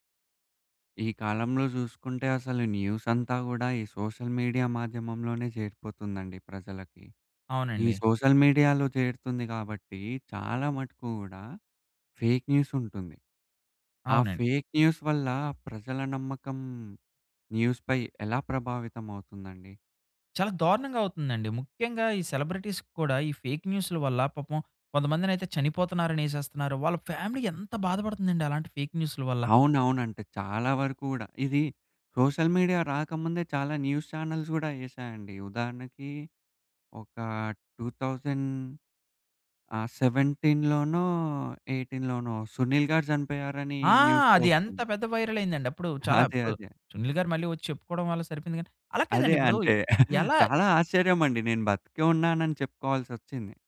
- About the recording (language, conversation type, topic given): Telugu, podcast, నకిలీ వార్తలు ప్రజల నమ్మకాన్ని ఎలా దెబ్బతీస్తాయి?
- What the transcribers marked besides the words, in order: in English: "సోషల్ మీడియా"; in English: "సోషల్ మీడియాలో"; in English: "ఫేక్ న్యూస్"; in English: "న్యూస్"; in English: "సెలబ్రిటీస్"; in English: "ఫ్యామిలీ"; in English: "ఫేక్"; in English: "సోషల్ మీడియా"; in English: "న్యూస్ ఛానెల్స్"; in English: "టూ థౌజండ్"; in English: "సెవెంటీన్‌లోనో, ఎయిటీన్‌లోనో"; in English: "న్యూస్‌లో"; in English: "వైరల్"; chuckle; tapping